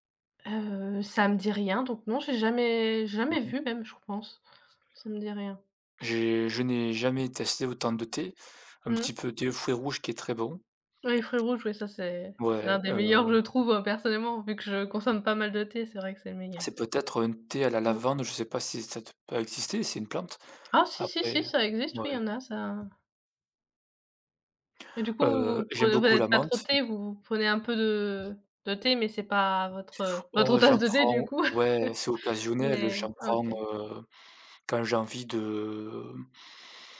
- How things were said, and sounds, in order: other background noise; chuckle; drawn out: "de"
- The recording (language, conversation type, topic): French, unstructured, Êtes-vous plutôt café ou thé pour commencer votre journée ?
- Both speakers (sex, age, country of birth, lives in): female, 20-24, France, France; male, 35-39, France, France